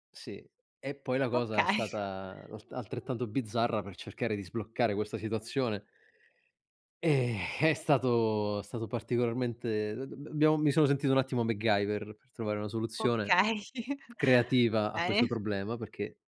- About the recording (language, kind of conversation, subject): Italian, podcast, Come vi organizzate per dividervi le responsabilità domestiche e le faccende in casa?
- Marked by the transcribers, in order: laughing while speaking: "Okay"; chuckle